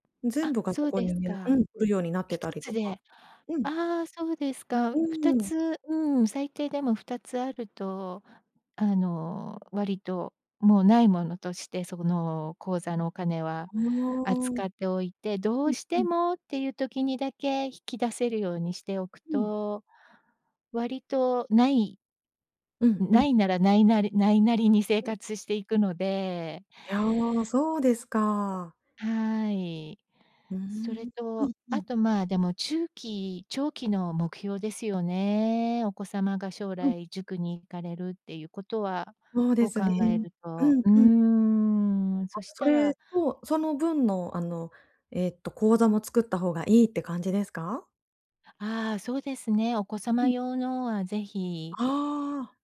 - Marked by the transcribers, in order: other noise
- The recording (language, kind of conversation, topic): Japanese, advice, 収入が増えたときに浪費を防ぎつつ、お金の習慣を改善して目標を立てるにはどうすればいいですか？